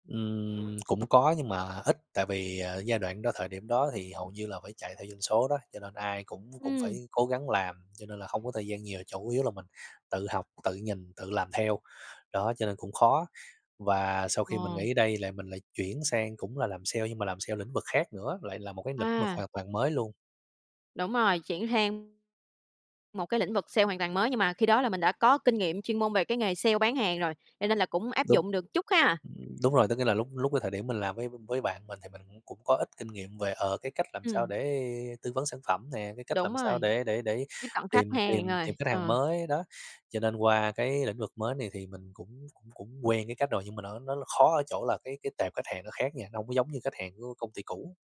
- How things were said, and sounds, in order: tsk
- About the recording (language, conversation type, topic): Vietnamese, podcast, Con đường sự nghiệp của bạn từ trước đến nay đã diễn ra như thế nào?